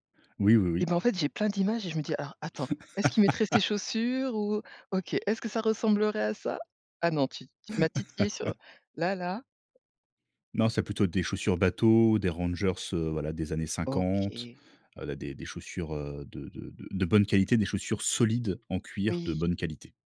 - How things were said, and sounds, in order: laugh; laugh; stressed: "solides"
- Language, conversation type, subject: French, podcast, Tu te sens plutôt minimaliste ou plutôt expressif dans ton style vestimentaire ?